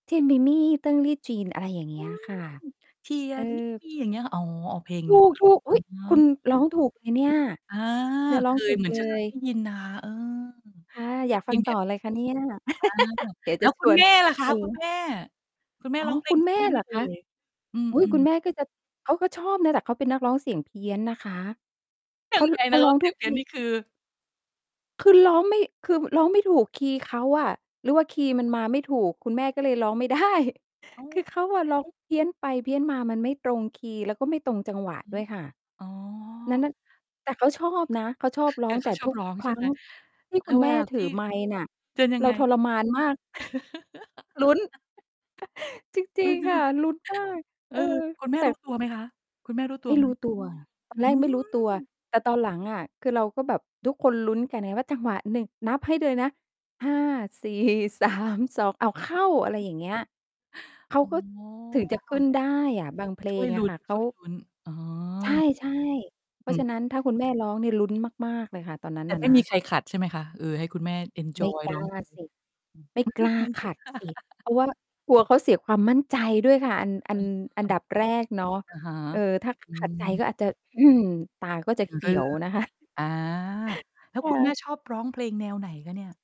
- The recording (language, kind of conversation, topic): Thai, podcast, เพลงที่คุณชอบร้องคาราโอเกะมากที่สุดคือเพลงอะไร?
- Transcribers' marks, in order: "เถียนมี่มี่" said as "เทียนมีมี่"; distorted speech; singing: "เถียนมิมี่"; surprised: "ถูก ๆ อุ๊ย !"; stressed: "ถูก ๆ"; mechanical hum; chuckle; other background noise; laughing while speaking: "ได้"; laugh; chuckle; laughing while speaking: "สี่ สาม"; chuckle; laughing while speaking: "ไม่"; chuckle; chuckle